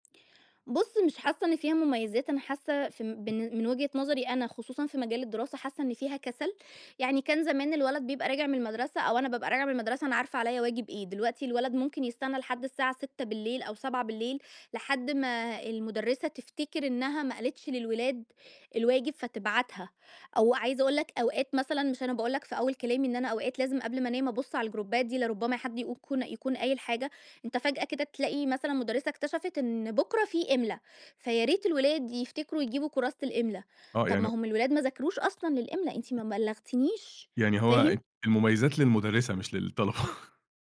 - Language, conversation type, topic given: Arabic, podcast, إزاي نقلّل وقت الشاشات قبل النوم بشكل عملي؟
- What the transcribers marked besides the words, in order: in English: "الجروبات"; chuckle